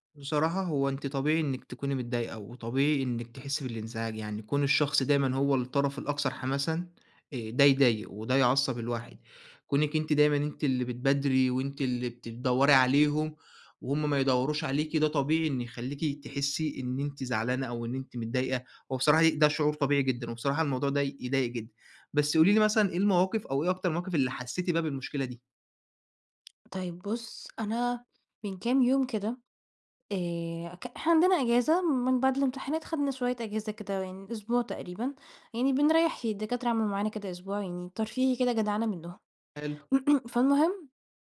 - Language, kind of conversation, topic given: Arabic, advice, إزاي أتعامل مع إحساسي إني دايمًا أنا اللي ببدأ الاتصال في صداقتنا؟
- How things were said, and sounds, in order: tapping; throat clearing